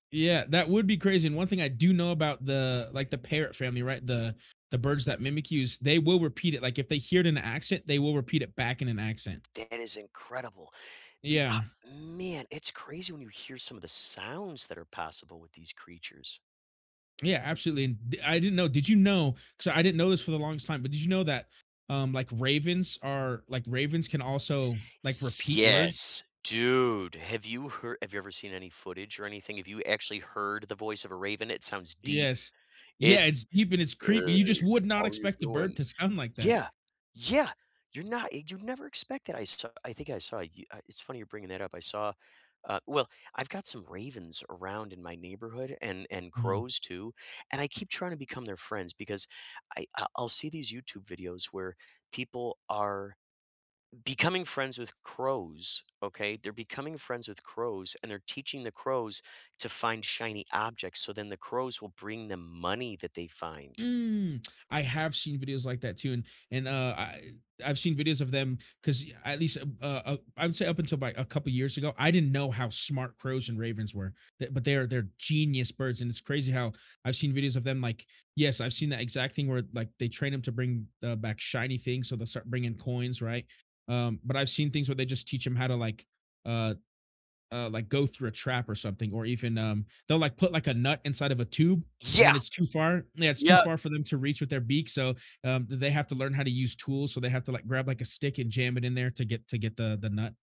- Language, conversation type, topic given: English, unstructured, How do pets shape your relationships with family, friends, and community?
- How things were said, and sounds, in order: tapping; stressed: "man"; stressed: "Yes"; laughing while speaking: "Yeah"; put-on voice: "Hey, how you doin'?"; stressed: "genius"